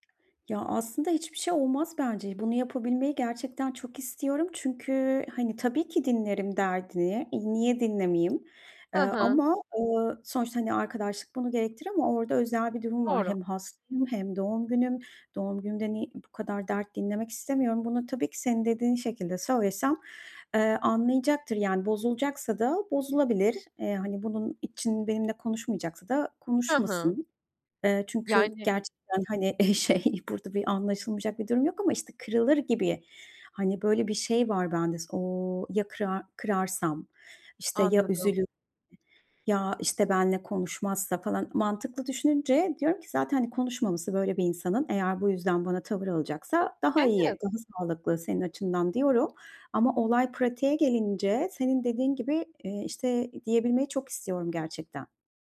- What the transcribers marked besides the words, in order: tapping; other background noise; laughing while speaking: "eee, şey"
- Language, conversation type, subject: Turkish, advice, Kişisel sınırlarımı nasıl daha iyi belirleyip koruyabilirim?